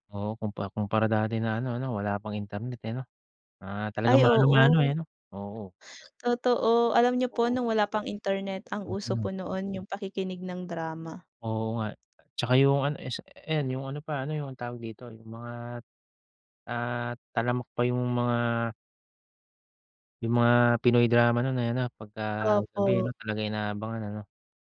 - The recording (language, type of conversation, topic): Filipino, unstructured, Paano nakaaapekto ang panlipunang midya sa ating pang-araw-araw na buhay?
- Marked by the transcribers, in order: other background noise